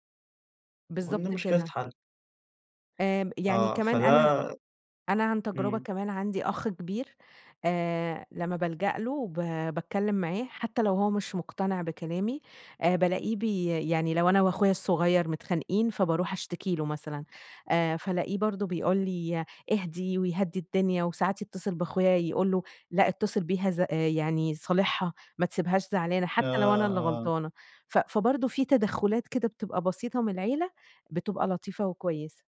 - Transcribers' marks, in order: none
- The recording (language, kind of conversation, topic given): Arabic, podcast, إنت شايف العيلة المفروض تتدخل في الصلح ولا تسيب الطرفين يحلوها بين بعض؟